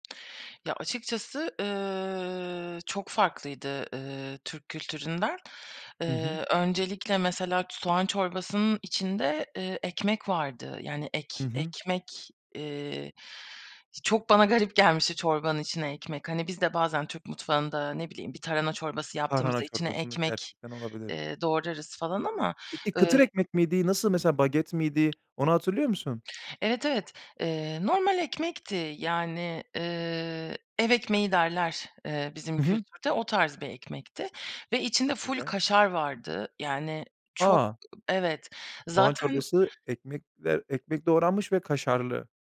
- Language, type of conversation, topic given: Turkish, podcast, Yerel yemekleri denerken seni en çok şaşırtan tat hangisiydi?
- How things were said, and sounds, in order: drawn out: "ııı"; other background noise; tapping